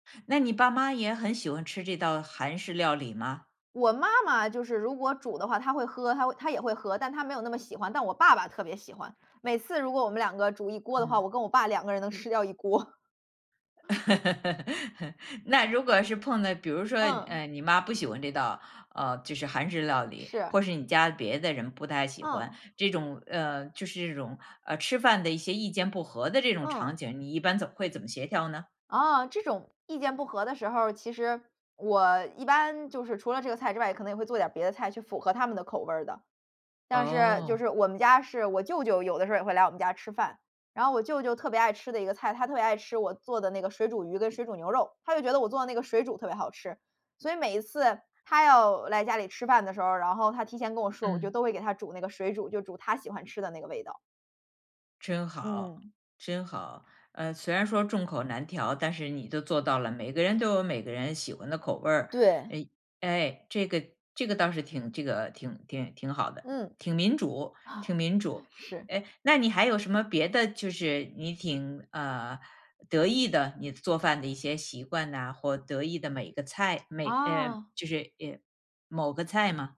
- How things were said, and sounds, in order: laugh; chuckle
- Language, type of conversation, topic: Chinese, podcast, 你平时做饭有哪些习惯？